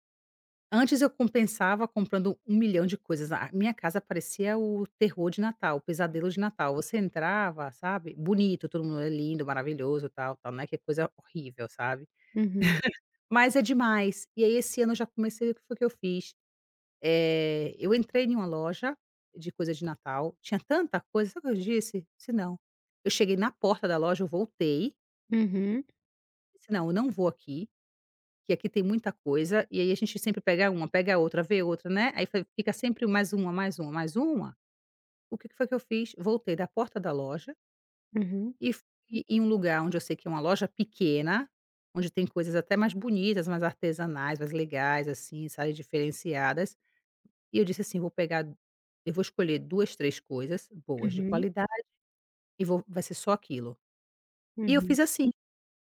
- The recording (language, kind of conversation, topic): Portuguese, advice, Gastar impulsivamente para lidar com emoções negativas
- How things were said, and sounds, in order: other background noise; chuckle; tapping